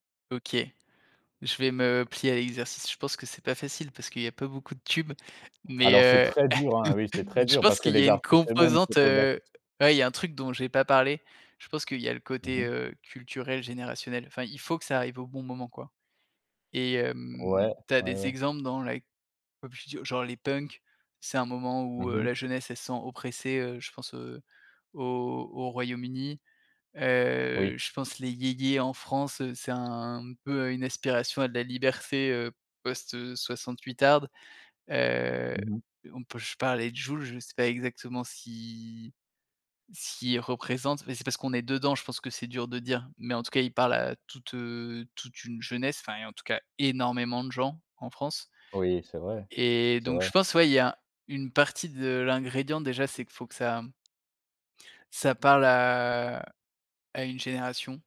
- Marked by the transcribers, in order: other background noise; chuckle; drawn out: "si"; stressed: "énormément"; drawn out: "à"
- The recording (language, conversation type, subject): French, podcast, Pourquoi, selon toi, une chanson devient-elle un tube ?